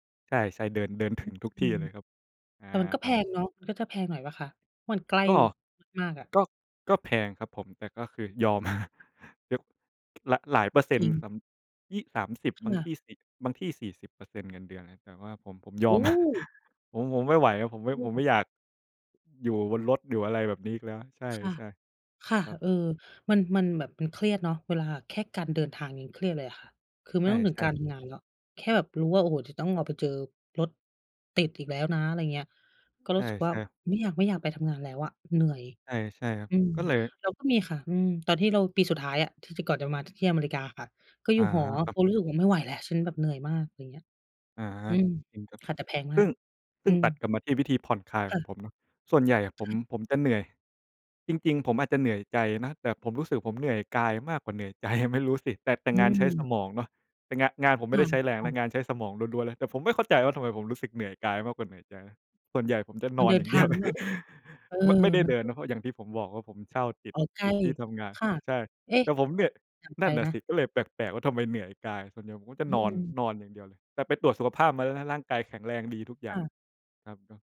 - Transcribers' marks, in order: chuckle; other background noise; "ครับ" said as "ครัม"; chuckle; laughing while speaking: "ใจ"; laughing while speaking: "เดียว"; chuckle
- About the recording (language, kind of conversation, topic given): Thai, unstructured, เวลาทำงานแล้วรู้สึกเครียด คุณมีวิธีผ่อนคลายอย่างไร?